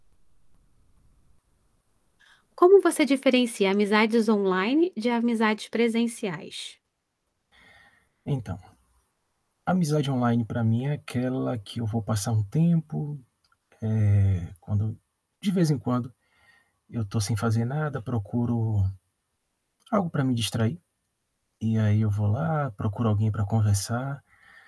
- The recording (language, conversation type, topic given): Portuguese, podcast, Como você diferencia amizades online de amizades presenciais?
- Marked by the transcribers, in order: static; distorted speech